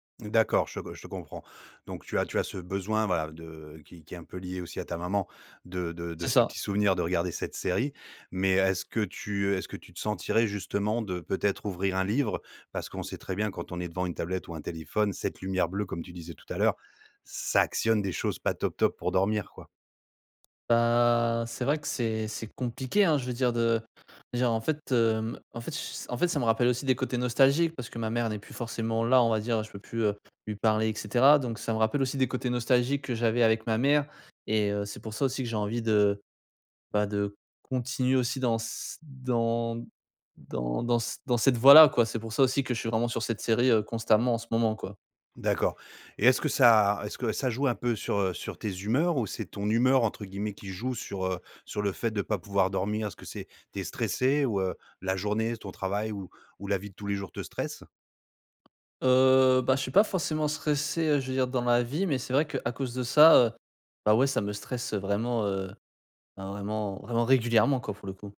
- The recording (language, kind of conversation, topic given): French, advice, Pourquoi suis-je constamment fatigué, même après une longue nuit de sommeil ?
- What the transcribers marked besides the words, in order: tapping